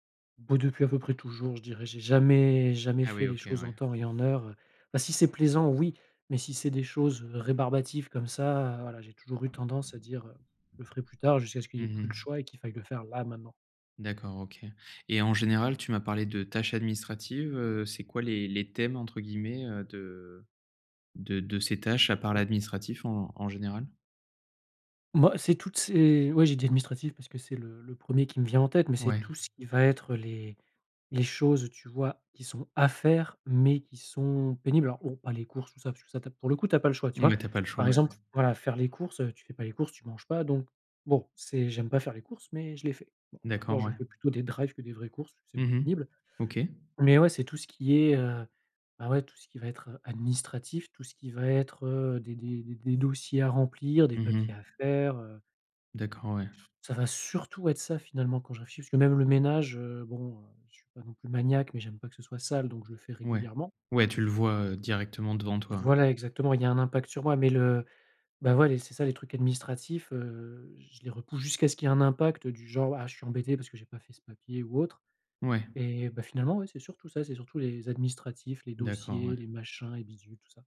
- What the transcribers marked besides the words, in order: other background noise; stressed: "surtout"
- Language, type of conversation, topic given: French, advice, Comment surmonter l’envie de tout remettre au lendemain ?
- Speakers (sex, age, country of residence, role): male, 30-34, France, advisor; male, 40-44, France, user